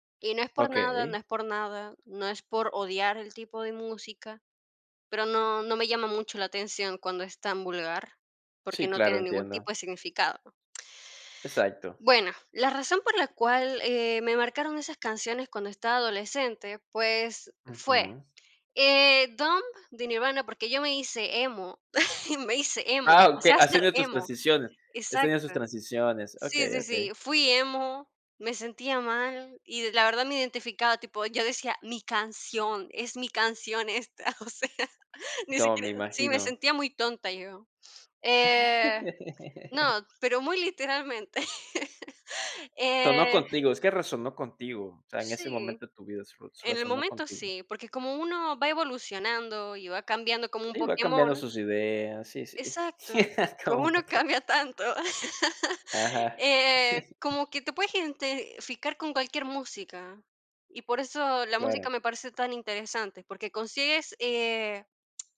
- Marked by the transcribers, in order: chuckle; laughing while speaking: "O sea"; laugh; chuckle; laugh; laughing while speaking: "cambia tanto"; laugh; chuckle
- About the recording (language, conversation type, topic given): Spanish, podcast, ¿Qué canción te marcó durante tu adolescencia?